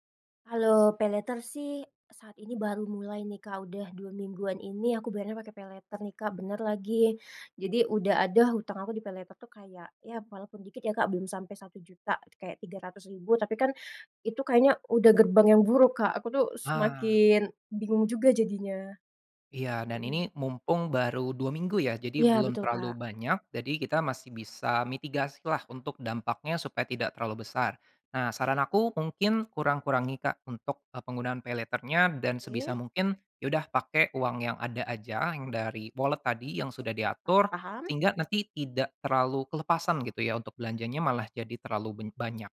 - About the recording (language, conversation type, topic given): Indonesian, advice, Kenapa saya sering membeli barang diskon secara impulsif padahal sebenarnya tidak membutuhkannya?
- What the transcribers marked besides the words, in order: in English: "paylater"; in English: "paylater"; in English: "paylater"; in English: "paylater-nya"; in English: "wallet"